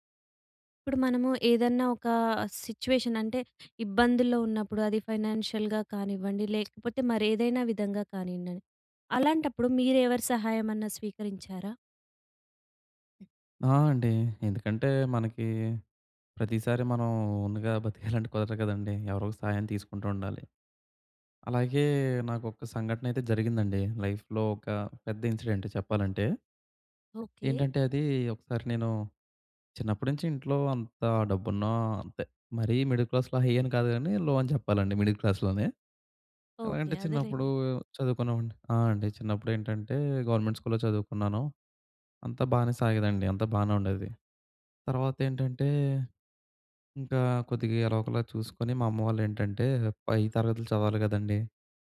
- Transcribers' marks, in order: in English: "సిచ్యువేషన్"; other background noise; in English: "ఫైనాన్షియల్‌గా"; tapping; laughing while speaking: "బతికేయాలంటే"; in English: "లైఫ్‌లో"; in English: "ఇన్సిడెంట్"; in English: "మిడిల్ క్లాస్‌లో హై"; in English: "లో"; in English: "మిడిల్ క్లాస్‌లోనే"; in English: "గవర్నమెంట్"
- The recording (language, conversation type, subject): Telugu, podcast, పేదరికం లేదా ఇబ్బందిలో ఉన్నప్పుడు అనుకోని సహాయాన్ని మీరు ఎప్పుడైనా స్వీకరించారా?